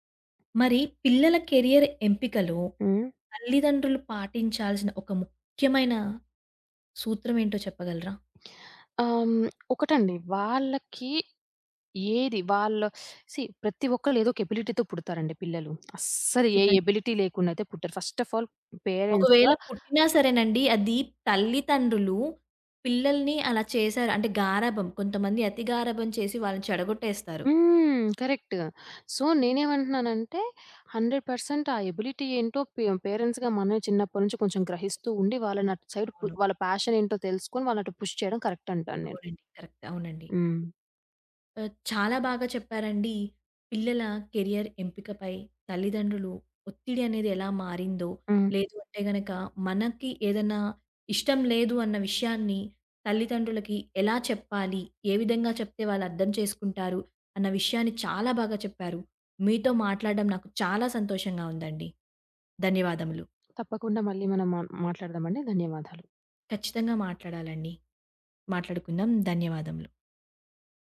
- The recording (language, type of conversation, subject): Telugu, podcast, పిల్లల కెరీర్ ఎంపికపై తల్లిదండ్రుల ఒత్తిడి కాలక్రమంలో ఎలా మారింది?
- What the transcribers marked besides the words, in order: in English: "కెరియర్"; other background noise; in English: "సీ"; in English: "ఎబిలిటీతో"; in English: "ఎబిలిటీ"; in English: "ఫస్ట్ ఆఫ్ ఆల్ పేరెంట్స్‌గా"; in English: "సో"; in English: "హండ్రెడ్ పర్సెంట్"; in English: "ఎబిలిటీ"; in English: "పే పేరెంట్స్‌గా"; in English: "సైడ్"; in English: "ఫ్యాష‌న్"; in English: "పుష్"; in English: "కరెక్ట్"; in English: "కరెక్ట్"; in English: "కెరియర్"; tapping